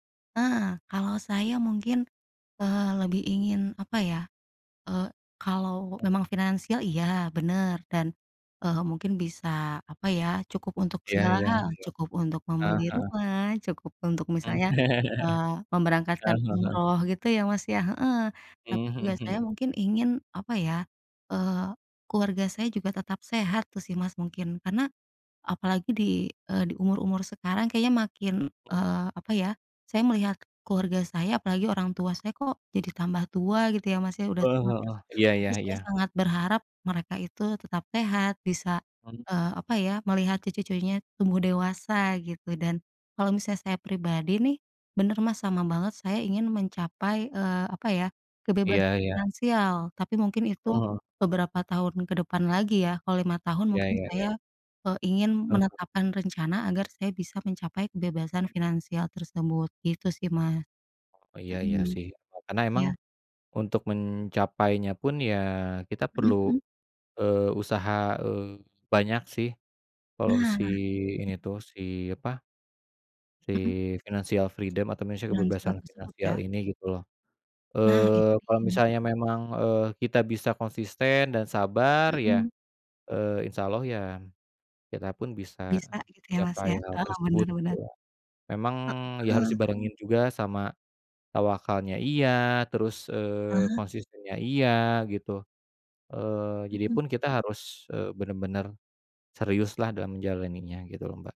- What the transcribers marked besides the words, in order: other background noise; chuckle; in English: "financial freedom"; tapping
- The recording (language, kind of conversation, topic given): Indonesian, unstructured, Bagaimana kamu membayangkan hidupmu lima tahun ke depan?